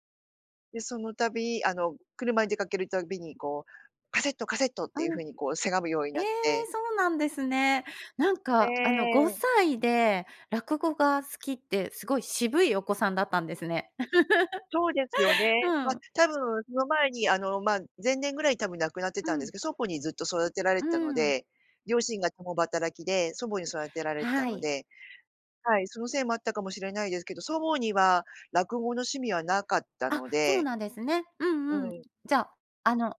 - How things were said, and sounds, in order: laugh
- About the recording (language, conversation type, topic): Japanese, podcast, 初めて心を動かされた曲は何ですか？